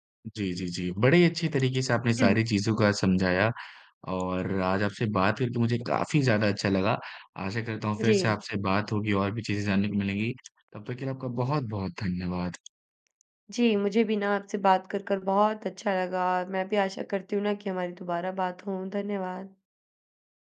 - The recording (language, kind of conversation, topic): Hindi, podcast, दूसरों की उम्मीदों से आप कैसे निपटते हैं?
- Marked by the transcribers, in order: tapping; other background noise